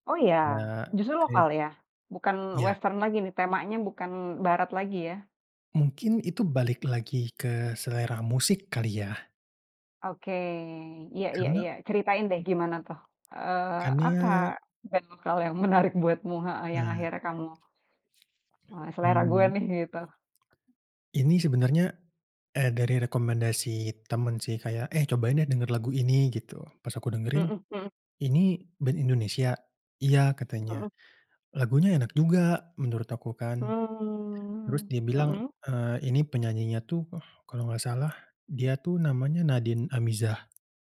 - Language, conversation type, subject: Indonesian, podcast, Pernahkah selera musikmu berubah seiring waktu, dan apa penyebabnya?
- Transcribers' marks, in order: in English: "western"; other background noise; tapping; laughing while speaking: "menarik buatmu"; drawn out: "Mmm"